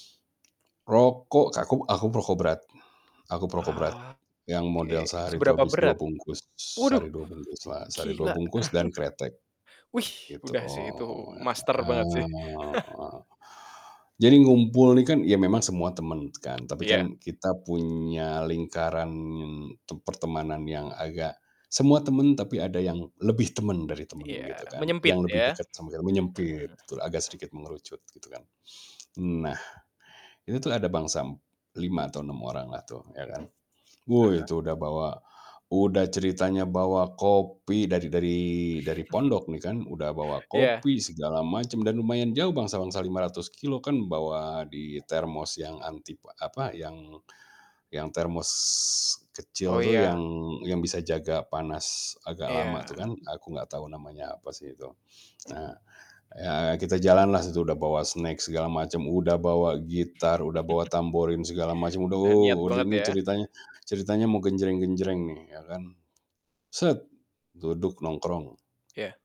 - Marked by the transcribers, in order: tapping; drawn out: "Oke"; chuckle; drawn out: "Eee"; chuckle; drawn out: "lingkaran"; distorted speech; chuckle; other background noise; drawn out: "termos"; chuckle; static; other noise
- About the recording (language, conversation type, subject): Indonesian, podcast, Apa arti kebahagiaan sederhana bagimu?